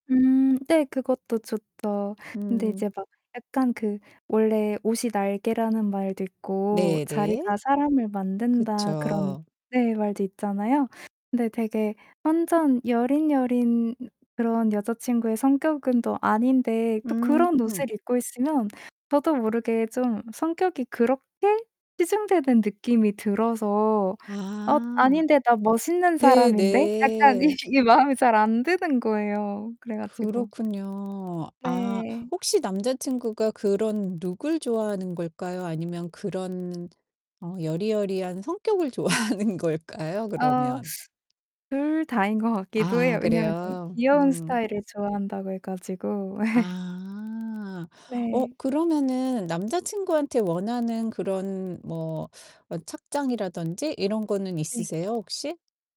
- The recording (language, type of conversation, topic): Korean, advice, 외모나 스타일로 자신을 표현할 때 어떤 점에서 고민이 생기나요?
- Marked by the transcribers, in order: static; tapping; other background noise; laughing while speaking: "좋아하는"; teeth sucking; laugh